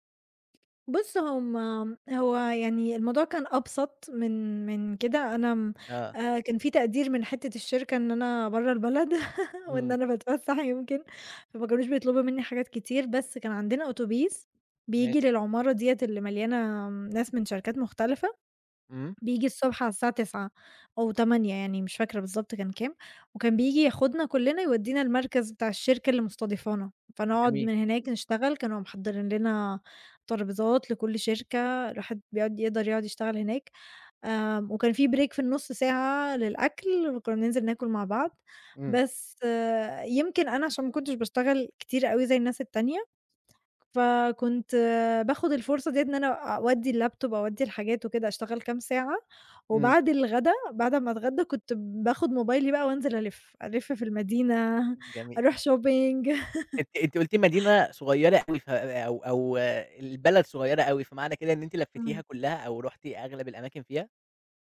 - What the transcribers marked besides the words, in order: other background noise; chuckle; in English: "break"; in English: "اللاب توب"; laughing while speaking: "المدينة"; in English: "shopping"; chuckle
- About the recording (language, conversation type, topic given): Arabic, podcast, احكيلي عن مغامرة سفر ما هتنساها أبدًا؟